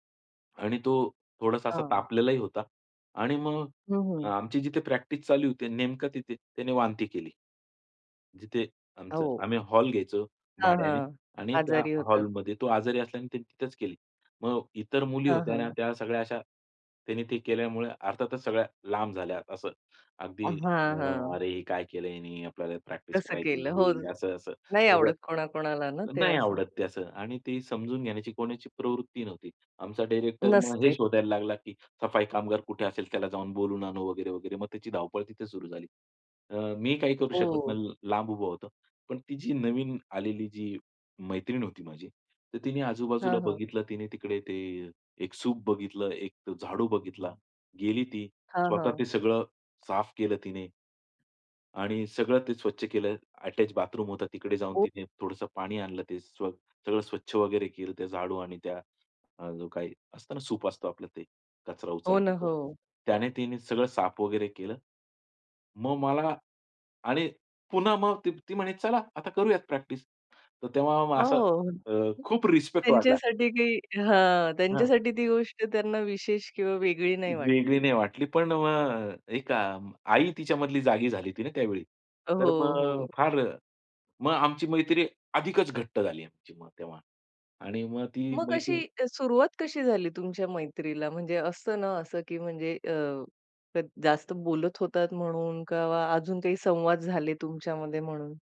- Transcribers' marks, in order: other background noise; tapping; in English: "अटॅच"; "किंवा" said as "कवा"
- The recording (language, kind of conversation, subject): Marathi, podcast, ट्रेनप्रवासात तुमची एखाद्या अनोळखी व्यक्तीशी झालेली संस्मरणीय भेट कशी घडली?